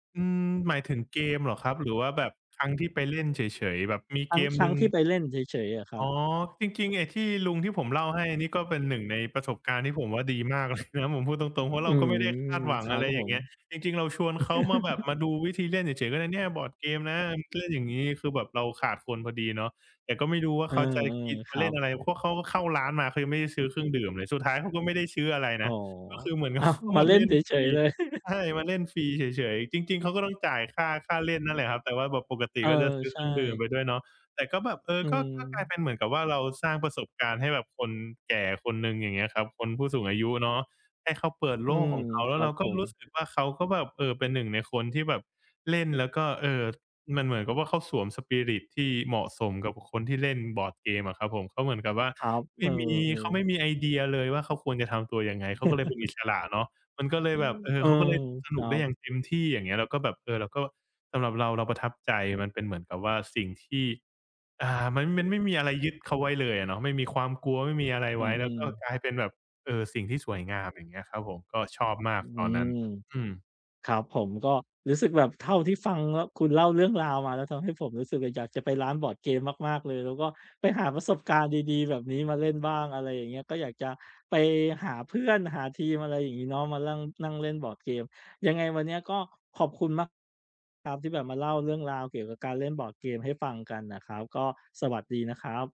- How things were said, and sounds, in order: other background noise; chuckle; laugh; laughing while speaking: "อ้าว"; chuckle; laugh
- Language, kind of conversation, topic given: Thai, podcast, ทำอย่างไรให้การเล่นบอร์ดเกมกับเพื่อนสนุกขึ้น?